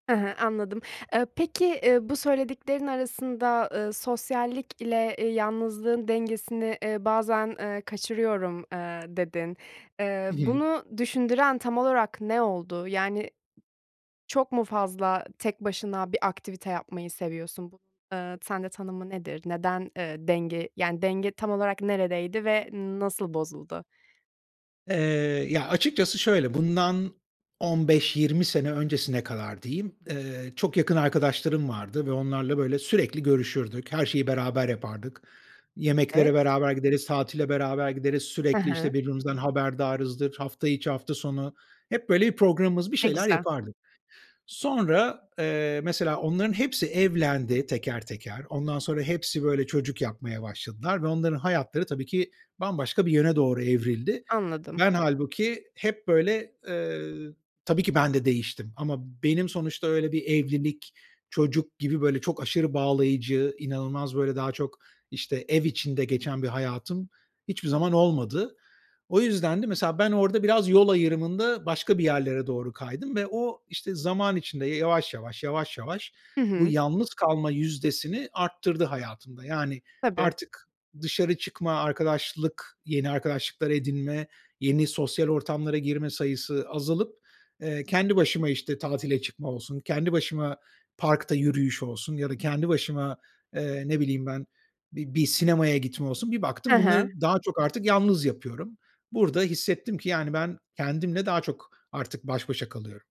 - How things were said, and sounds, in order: tapping; other background noise; unintelligible speech
- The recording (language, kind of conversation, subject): Turkish, advice, Sosyal hayat ile yalnızlık arasında denge kurmakta neden zorlanıyorum?